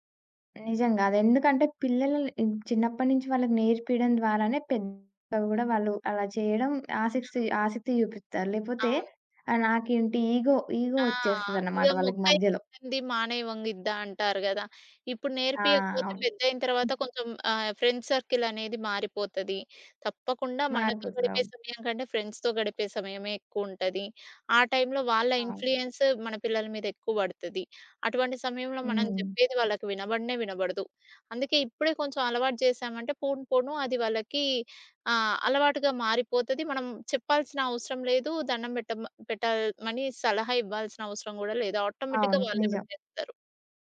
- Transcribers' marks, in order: in English: "ఈగో, ఈగో"; other background noise; in English: "ఫ్రెండ్స్ సర్కిల్"; in English: "ఫ్రెండ్స్‌తో"; in English: "టైమ్‌లో"; in English: "ఇన్‌ఫ్లుయన్స్"; in English: "ఆటోమేటిక్‌గా"
- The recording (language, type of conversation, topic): Telugu, podcast, మీ పిల్లలకు మీ సంస్కృతిని ఎలా నేర్పిస్తారు?